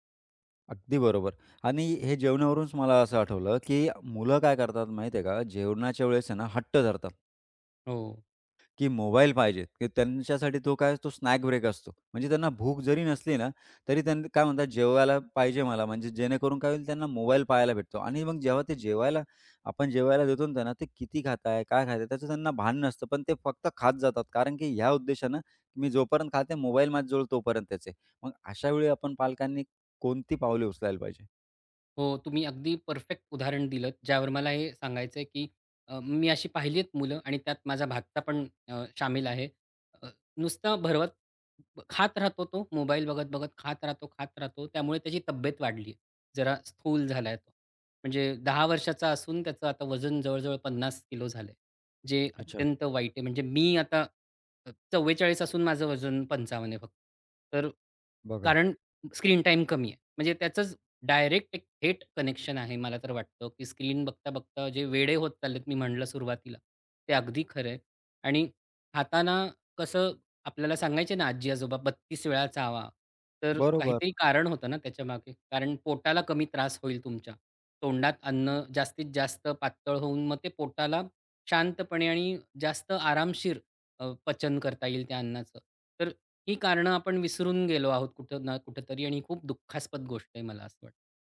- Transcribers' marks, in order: tapping; other background noise
- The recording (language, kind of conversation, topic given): Marathi, podcast, मुलांसाठी स्क्रीनसमोरचा वेळ मर्यादित ठेवण्यासाठी तुम्ही कोणते नियम ठरवता आणि कोणत्या सोप्या टिप्स उपयोगी पडतात?